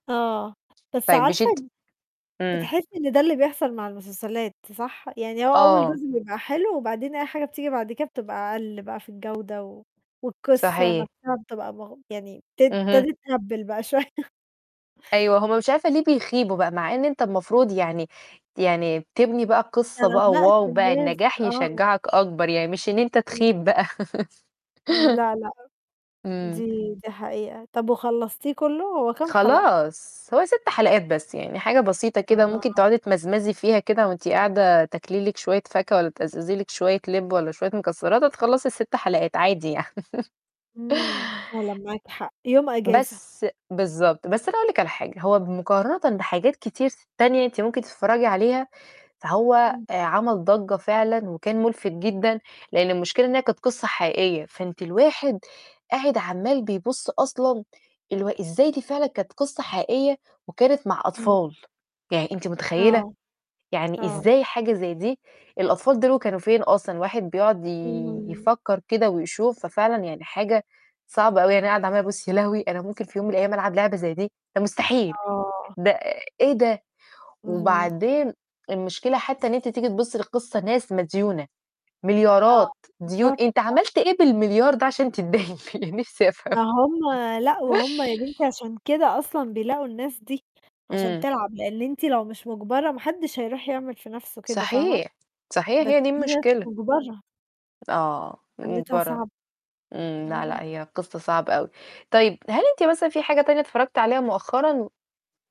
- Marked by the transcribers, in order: tapping; laugh; distorted speech; unintelligible speech; laugh; laugh; laughing while speaking: "ده عشان تتداين بيه نفسي أفهم؟!"
- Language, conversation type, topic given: Arabic, unstructured, إيه أحسن فيلم اتفرجت عليه قريب وليه عجبك؟